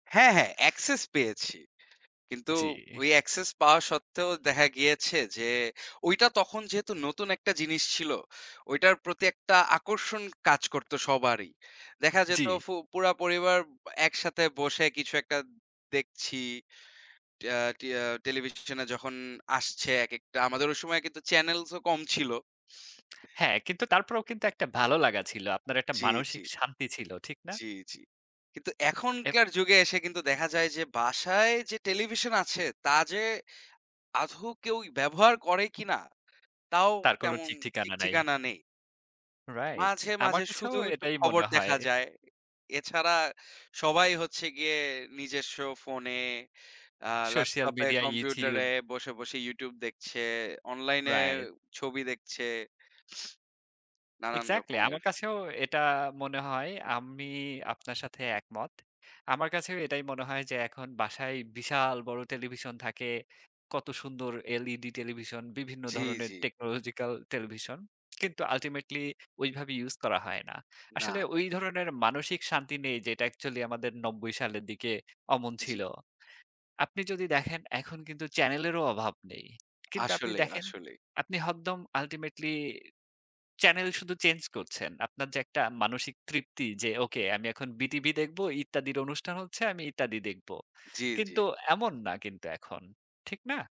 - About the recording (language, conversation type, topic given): Bengali, unstructured, আপনি কি কখনো প্রযুক্তি ছাড়া একটি দিন কাটিয়েছেন?
- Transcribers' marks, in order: in English: "অ্যাক্সেস"; in English: "অ্যাক্সেস"; tapping; "আদৌ" said as "আধৌ"; "নিজস্ব" said as "নিজেস্ব"; lip smack; in English: "আল্টিমেটলি"